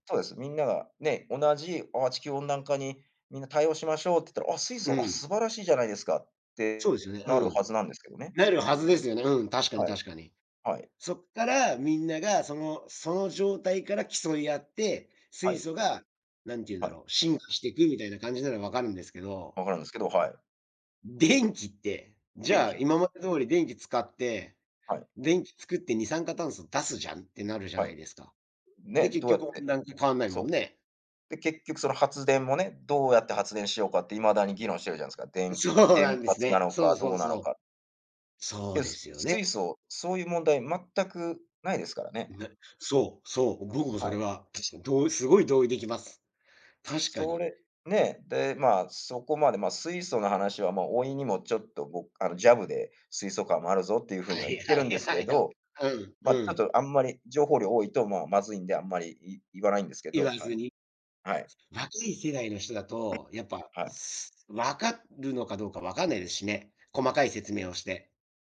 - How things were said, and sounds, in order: unintelligible speech
- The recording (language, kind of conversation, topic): Japanese, unstructured, 地球温暖化について、どう思いますか？